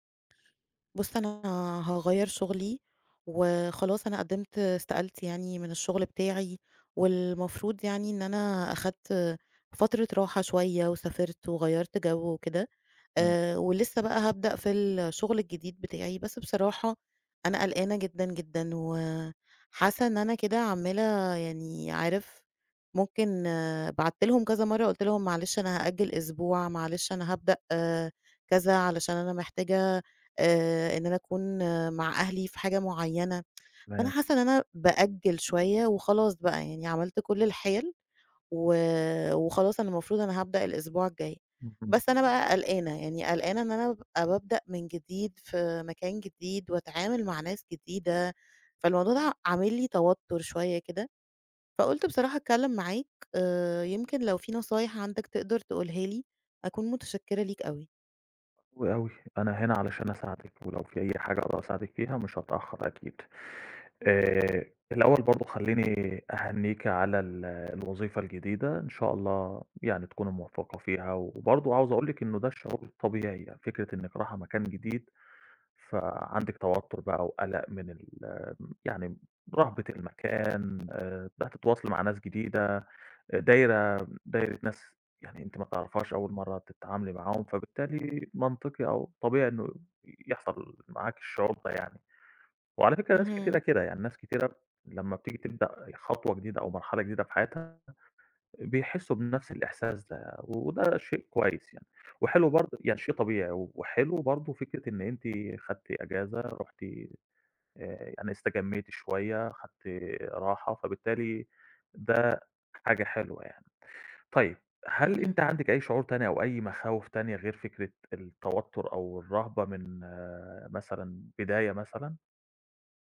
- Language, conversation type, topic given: Arabic, advice, إزاي أتعامل مع قلقي من تغيير كبير في حياتي زي النقل أو بداية شغل جديد؟
- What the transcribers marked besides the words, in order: tsk; other background noise